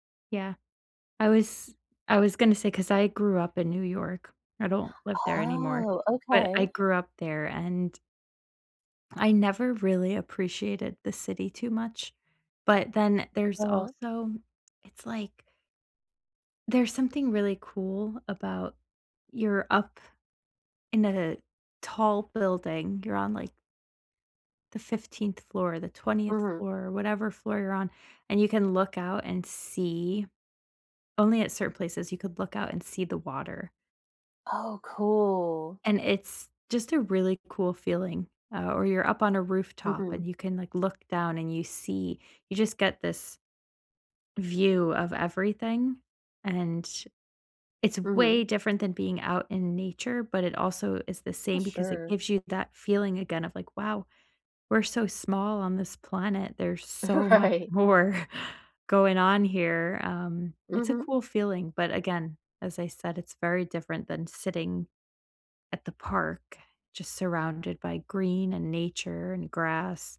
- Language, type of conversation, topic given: English, unstructured, How can I use nature to improve my mental health?
- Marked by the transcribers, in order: drawn out: "Oh"; laughing while speaking: "Right"; laughing while speaking: "more"